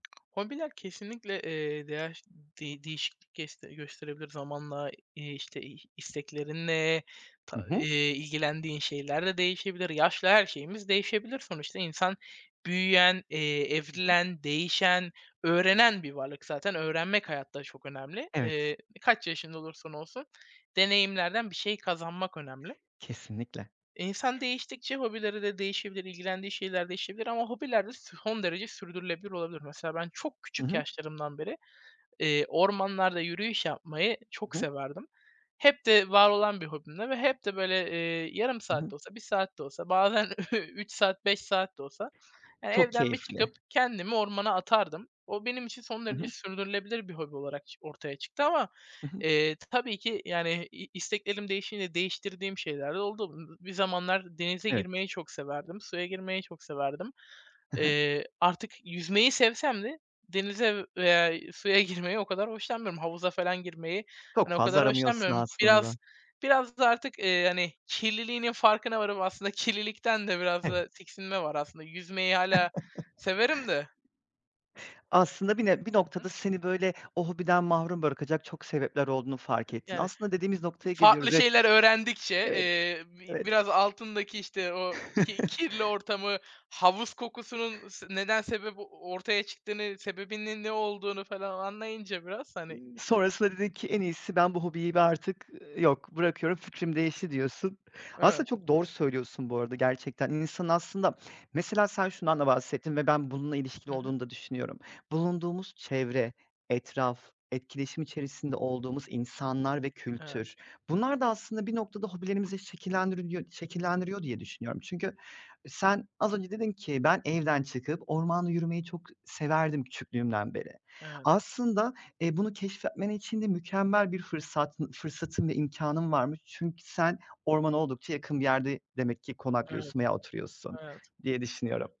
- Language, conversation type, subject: Turkish, unstructured, Hobiler insanın hayatını nasıl etkiler?
- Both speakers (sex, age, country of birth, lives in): male, 20-24, Turkey, Finland; male, 30-34, Turkey, Poland
- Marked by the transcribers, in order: tapping; other background noise; "son" said as "sıhon"; chuckle; laughing while speaking: "girmeyi"; chuckle; chuckle